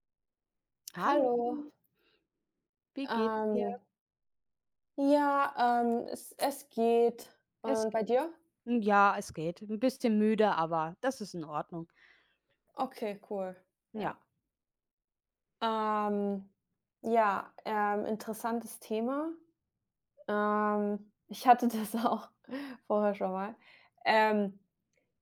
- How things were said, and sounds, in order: laughing while speaking: "hatte das auch"
- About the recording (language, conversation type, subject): German, unstructured, Wie kann man Vertrauen in einer Beziehung aufbauen?